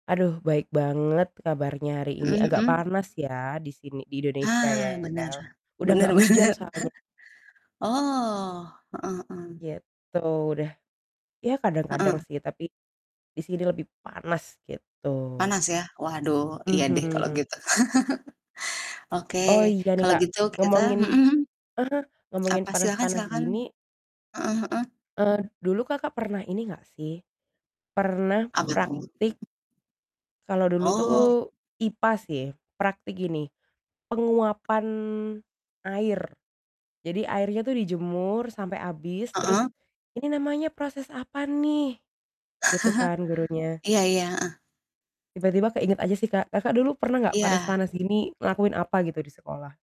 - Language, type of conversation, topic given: Indonesian, unstructured, Apa pelajaran favoritmu saat masih bersekolah dulu?
- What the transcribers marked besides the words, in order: static; distorted speech; laughing while speaking: "bener banget"; laugh; other background noise; laugh